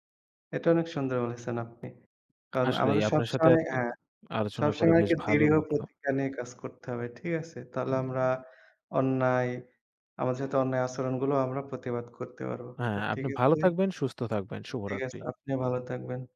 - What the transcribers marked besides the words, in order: none
- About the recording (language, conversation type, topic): Bengali, unstructured, আপনি কি কখনো কর্মস্থলে অন্যায় আচরণের শিকার হয়েছেন?
- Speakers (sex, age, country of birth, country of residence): male, 20-24, Bangladesh, Bangladesh; male, 25-29, Bangladesh, Bangladesh